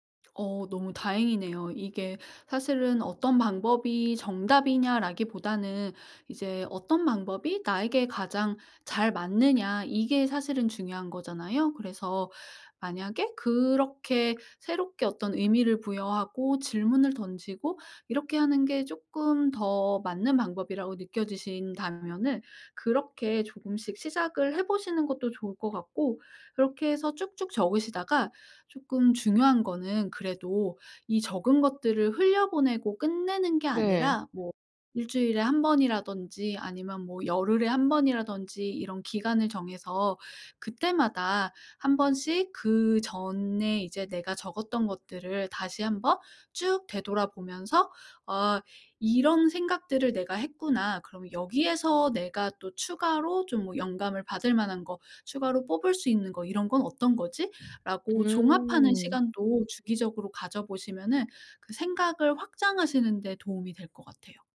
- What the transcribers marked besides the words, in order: other background noise
- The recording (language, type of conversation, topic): Korean, advice, 일상에서 영감을 쉽게 모으려면 어떤 습관을 들여야 할까요?